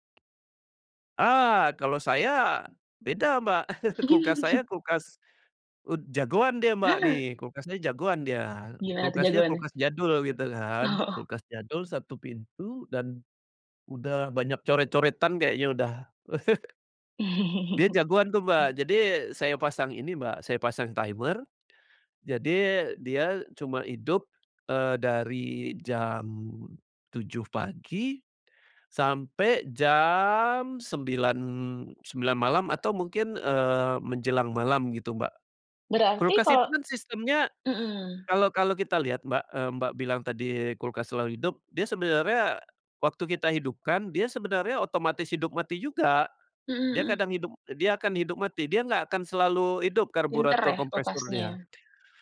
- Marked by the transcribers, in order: other background noise; chuckle; laughing while speaking: "Oh"; chuckle; in English: "timer"; tapping
- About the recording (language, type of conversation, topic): Indonesian, podcast, Apa cara sederhana supaya rumahmu lebih hemat listrik?
- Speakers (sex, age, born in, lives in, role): female, 35-39, Indonesia, Indonesia, host; male, 40-44, Indonesia, Indonesia, guest